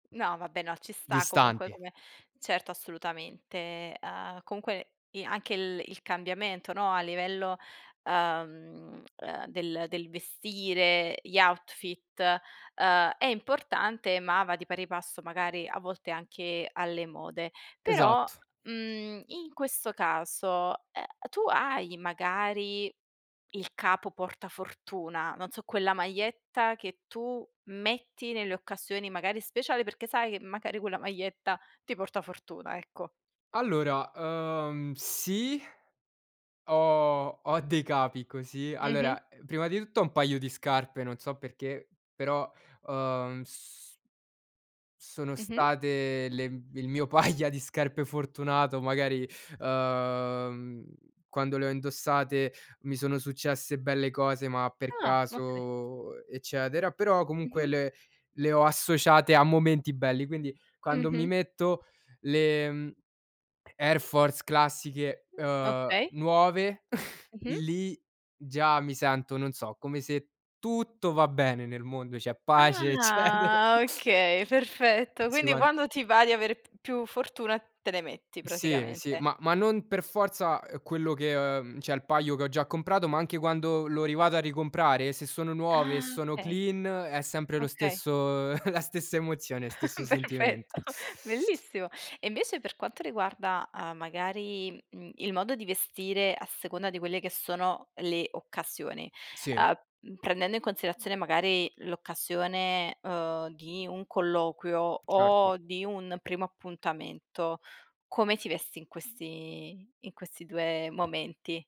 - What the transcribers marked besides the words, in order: tapping; other background noise; "maglietta" said as "maietta"; "maglietta" said as "maietta"; laughing while speaking: "paia"; drawn out: "uhm"; chuckle; drawn out: "Ah"; laughing while speaking: "eccetera"; in English: "one"; in English: "clean"; chuckle; laughing while speaking: "Perfetto"; teeth sucking
- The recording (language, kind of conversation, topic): Italian, podcast, Come usi l’abbigliamento per sentirti più sicuro?